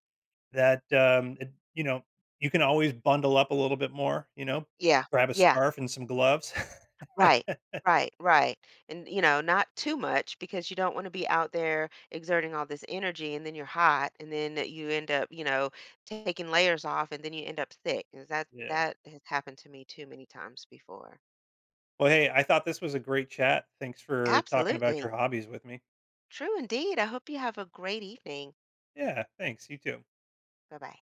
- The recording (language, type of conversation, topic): English, unstructured, How can hobbies reveal parts of my personality hidden at work?
- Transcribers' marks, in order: laugh